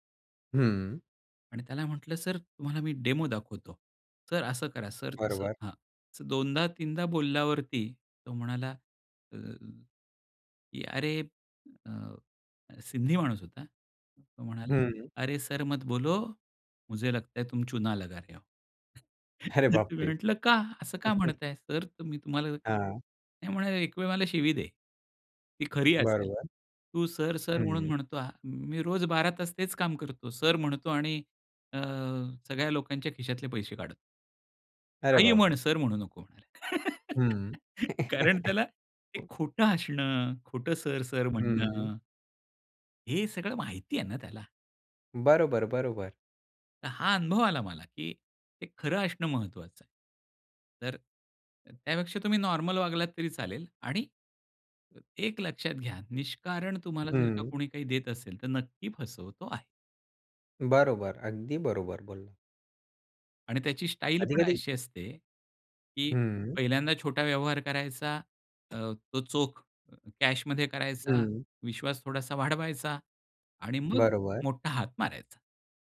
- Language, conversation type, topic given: Marathi, podcast, खऱ्या आणि बनावट हसण्यातला फरक कसा ओळखता?
- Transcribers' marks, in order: in English: "डेमो"; in Hindi: "अरे सर मत बोलो. मुझे लगता है तुम चुना लगा रहे हो"; chuckle; laughing while speaking: "तर मी म्हटलं, का?"; laughing while speaking: "अरे"; tapping; chuckle; other background noise; laughing while speaking: "अरे बापरे!"; chuckle; laugh; laughing while speaking: "कारण त्याला"; trusting: "हे सगळं माहिती आहे ना त्याला"; in English: "कॅश"